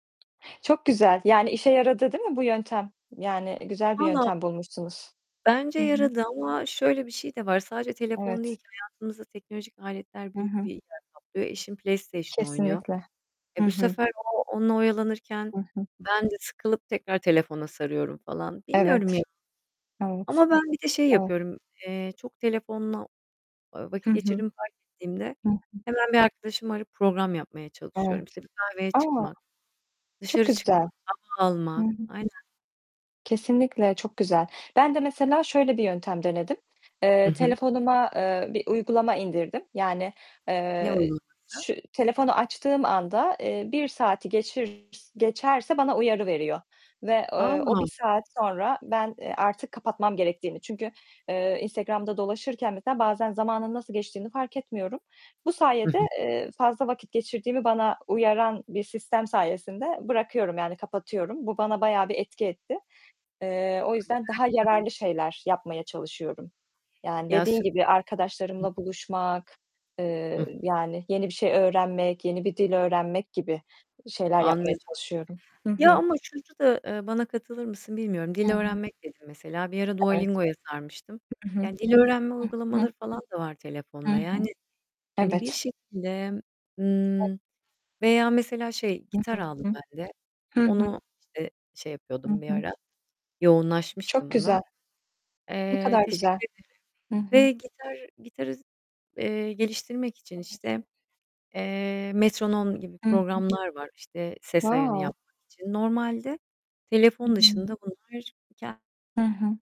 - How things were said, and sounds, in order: tapping; distorted speech; static; "arayıp" said as "arıp"; unintelligible speech; other background noise; unintelligible speech; unintelligible speech; unintelligible speech; unintelligible speech; in English: "Wow"
- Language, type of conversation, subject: Turkish, unstructured, Gün içinde telefonunuzu elinizden bırakamamak sizi strese sokuyor mu?